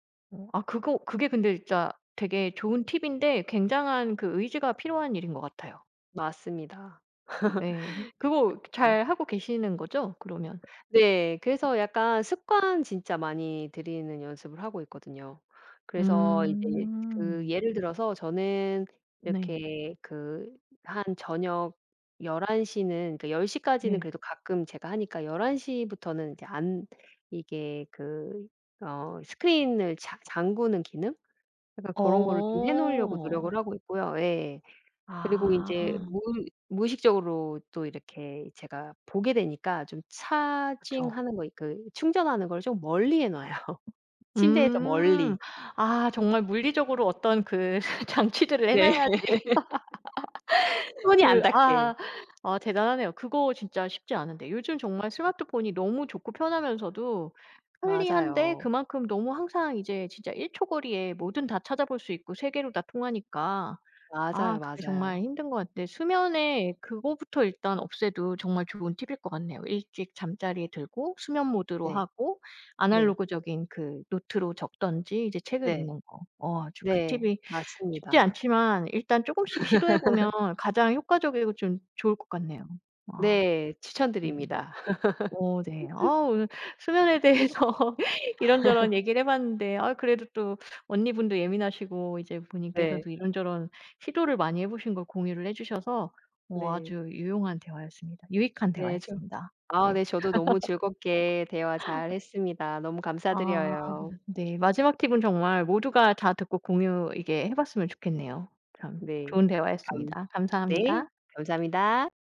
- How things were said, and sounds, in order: laugh; other background noise; tapping; in English: "차징하는"; laughing while speaking: "장치들을 해 놓아야지"; laugh; laughing while speaking: "네"; laugh; laugh; laugh; laughing while speaking: "대해서"; laugh; laugh
- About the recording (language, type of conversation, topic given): Korean, podcast, 편하게 잠들려면 보통 무엇을 신경 쓰시나요?
- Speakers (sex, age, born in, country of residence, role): female, 45-49, South Korea, France, host; female, 45-49, South Korea, United States, guest